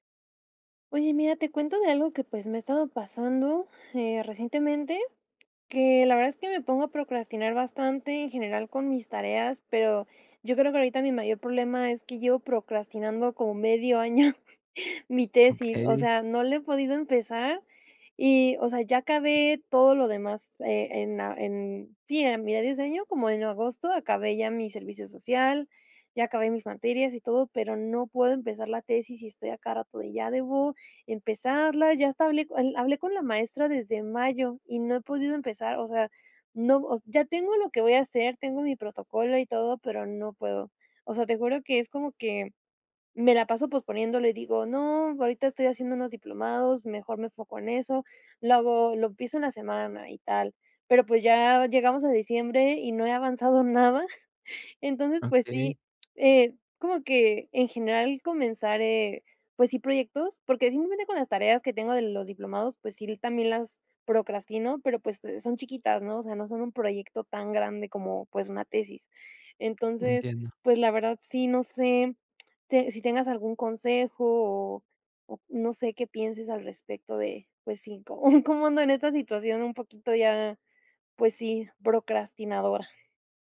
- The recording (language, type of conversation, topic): Spanish, advice, ¿Cómo puedo dejar de procrastinar al empezar un proyecto y convertir mi idea en pasos concretos?
- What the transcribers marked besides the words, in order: other background noise; chuckle; chuckle; chuckle